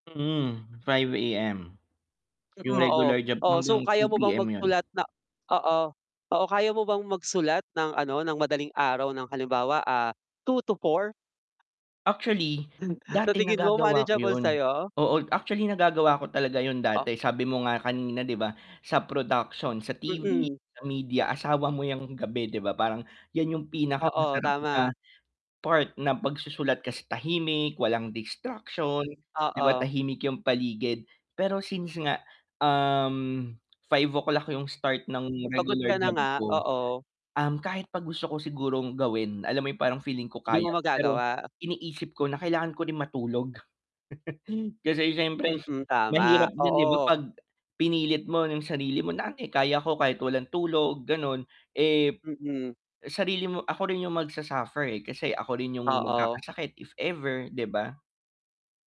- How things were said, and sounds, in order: static; chuckle; distorted speech; other background noise; chuckle
- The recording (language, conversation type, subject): Filipino, advice, Paano ko masisiguro na may nakalaang oras ako para sa paglikha?